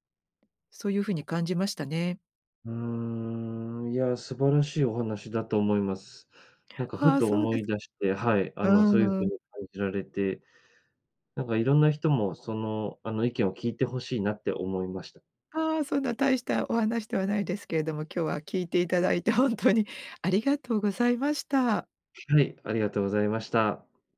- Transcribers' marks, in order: other background noise
- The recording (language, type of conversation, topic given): Japanese, podcast, 最近、人に話したくなった思い出はありますか？